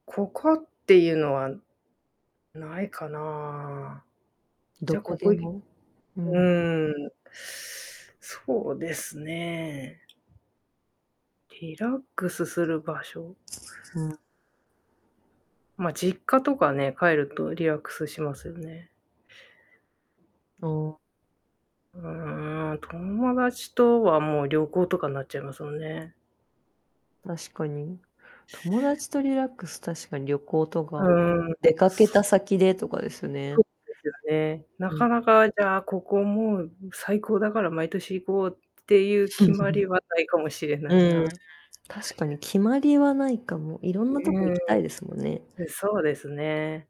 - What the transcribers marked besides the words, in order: static; other background noise; distorted speech; chuckle; tapping
- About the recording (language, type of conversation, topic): Japanese, unstructured, 休日はどんな場所でリラックスするのが好きですか？